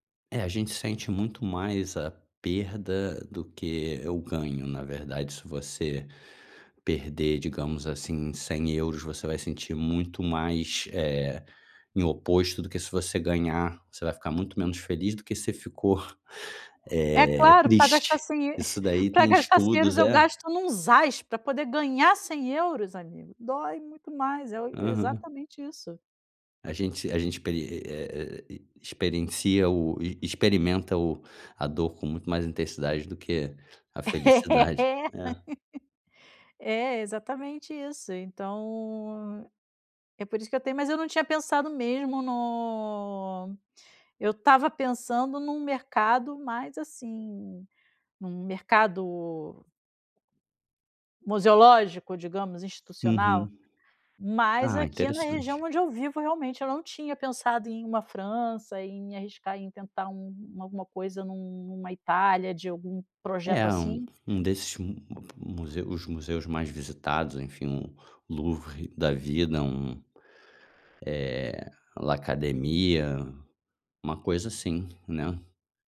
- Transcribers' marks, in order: laughing while speaking: "É"
- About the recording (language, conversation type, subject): Portuguese, advice, Como posso trocar de carreira sem garantias?